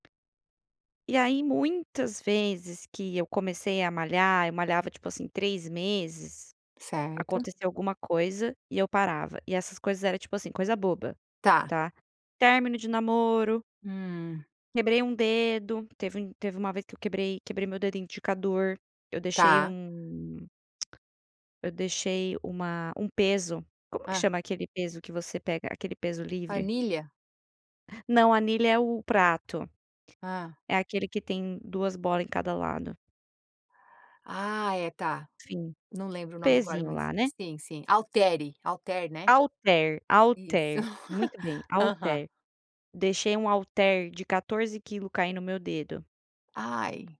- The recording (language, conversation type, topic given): Portuguese, podcast, Como você cria disciplina para se exercitar regularmente?
- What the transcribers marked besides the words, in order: tapping; laugh